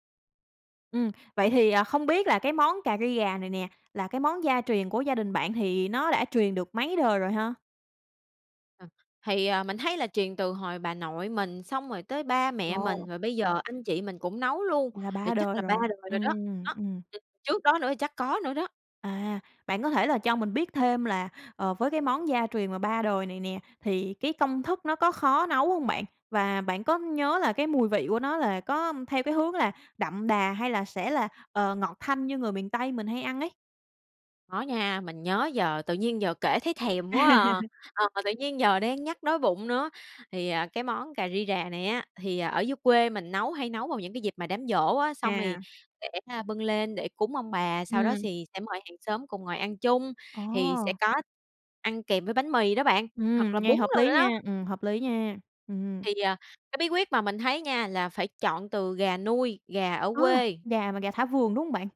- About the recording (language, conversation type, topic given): Vietnamese, podcast, Bạn nhớ món ăn gia truyền nào nhất không?
- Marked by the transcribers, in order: tapping; other background noise; laugh